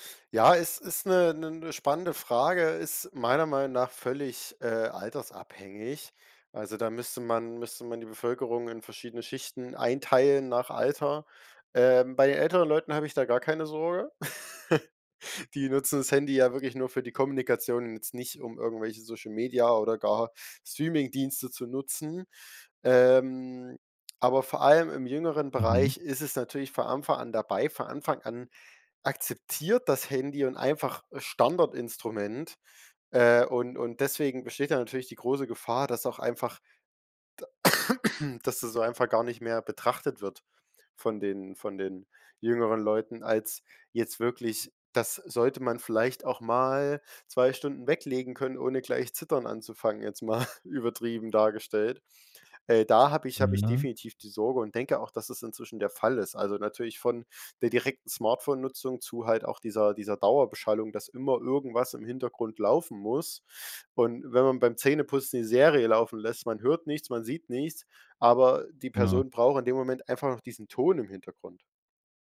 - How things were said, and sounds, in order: chuckle; cough; laughing while speaking: "mal"
- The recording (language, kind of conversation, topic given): German, podcast, Wie ziehst du persönlich Grenzen bei der Smartphone-Nutzung?